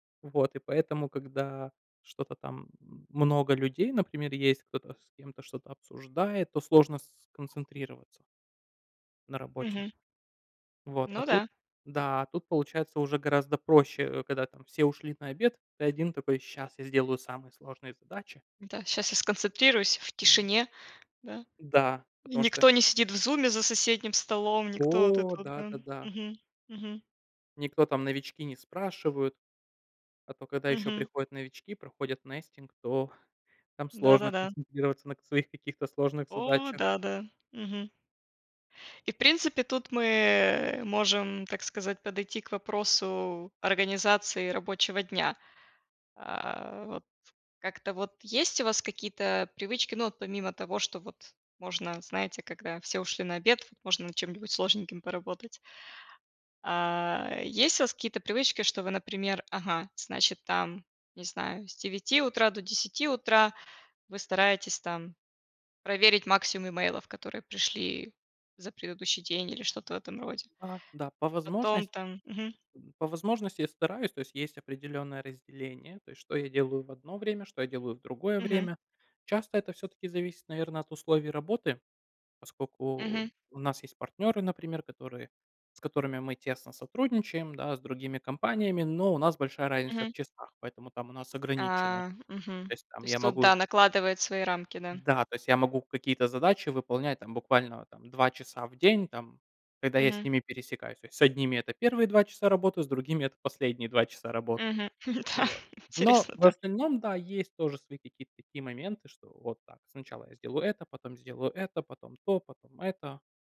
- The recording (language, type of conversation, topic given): Russian, unstructured, Какие привычки помогают сделать твой день более продуктивным?
- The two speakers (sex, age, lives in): female, 35-39, United States; male, 30-34, Romania
- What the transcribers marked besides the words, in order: other noise; drawn out: "О"; in English: "nesting"; tapping; laughing while speaking: "Да. Интересно, да"